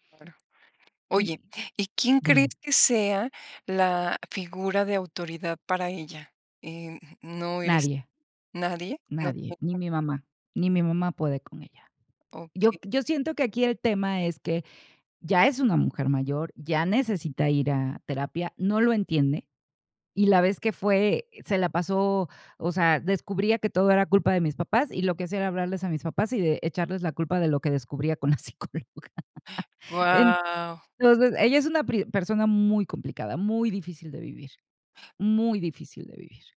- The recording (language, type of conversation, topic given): Spanish, advice, ¿Cómo puedo establecer límites emocionales con mi familia o mi pareja?
- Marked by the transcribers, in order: other noise; unintelligible speech; laughing while speaking: "con la psicóloga"